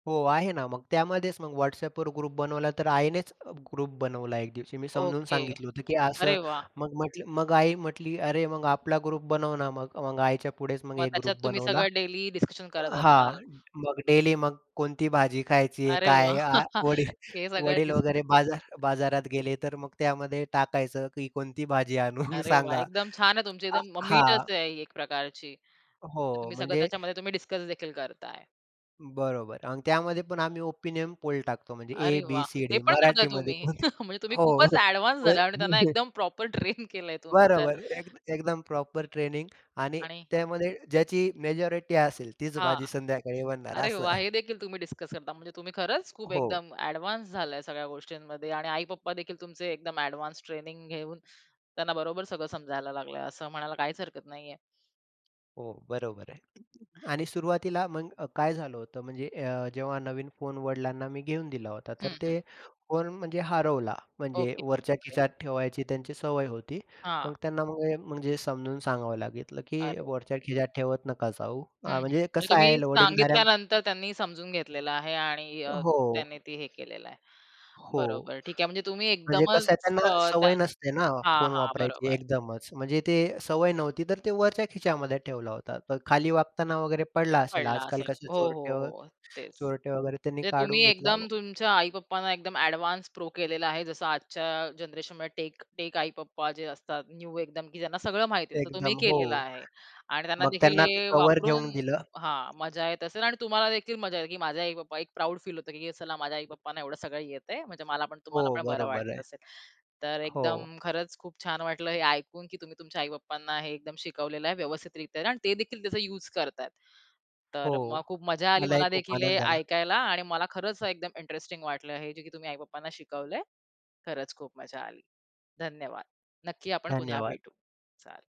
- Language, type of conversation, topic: Marathi, podcast, कुटुंबातील ज्येष्ठांना तंत्रज्ञान शिकवताना तुम्ही कोणती पद्धत वापरता?
- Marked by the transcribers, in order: in English: "ग्रुप"; in English: "ग्रुप"; in English: "ग्रुप"; in English: "डेलि"; other background noise; in English: "ग्रुप"; in English: "डेलि"; laugh; laughing while speaking: "वडील"; chuckle; chuckle; chuckle; laughing while speaking: "हो, होय होय म्हणजे"; in English: "प्रॉपर"; laughing while speaking: "ट्रेन केलं आहे तुम्ही तर"; in English: "प्रॉपर"; chuckle; tapping; other noise